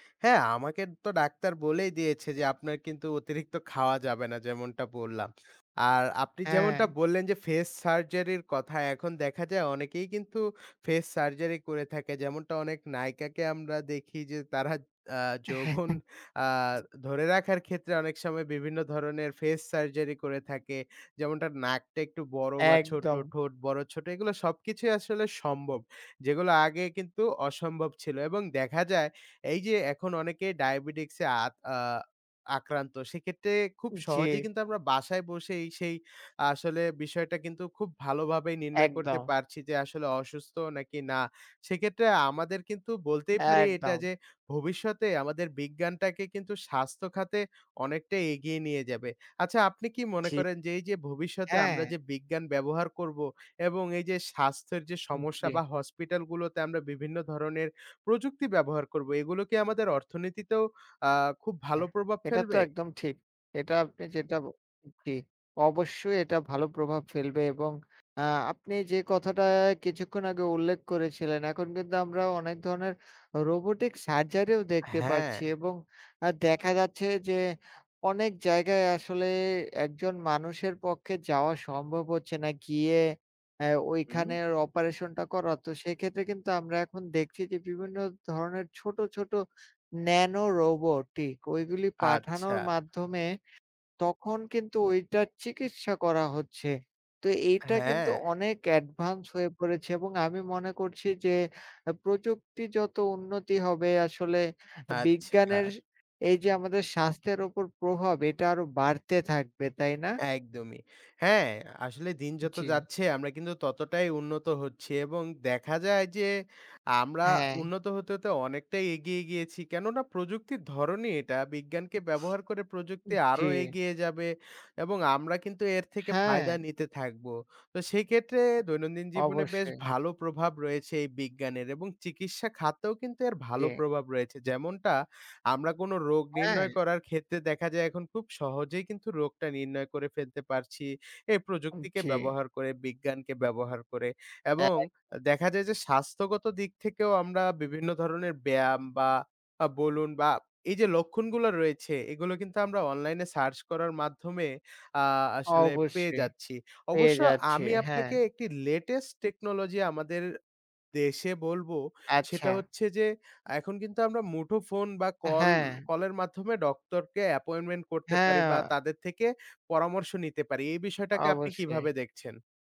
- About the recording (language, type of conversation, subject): Bengali, unstructured, বিজ্ঞান আমাদের স্বাস্থ্যের উন্নতিতে কীভাবে সাহায্য করে?
- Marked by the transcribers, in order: chuckle; other background noise